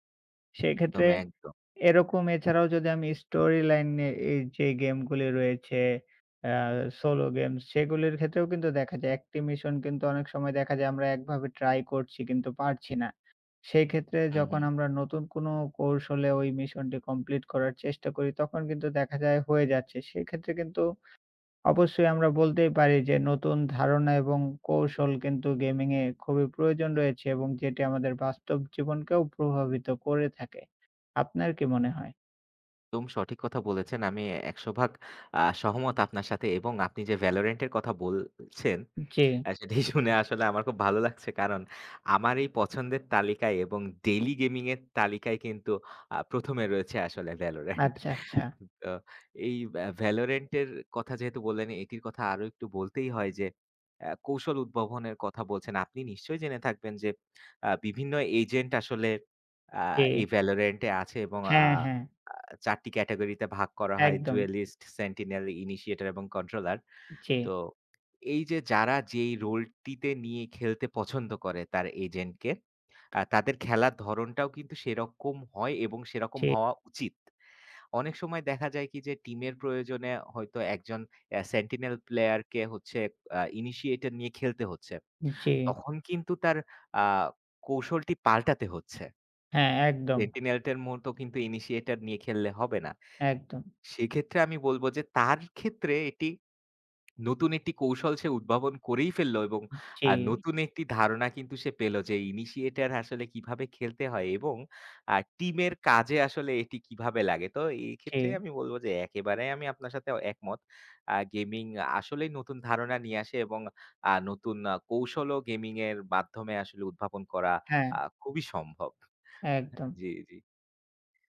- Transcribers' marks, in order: other background noise; tapping; laughing while speaking: "সেটি শুনে আসলে"; laughing while speaking: "`ভ্যালোরেন্ট।`"; chuckle
- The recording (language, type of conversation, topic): Bengali, unstructured, গেমিং কি আমাদের সৃজনশীলতাকে উজ্জীবিত করে?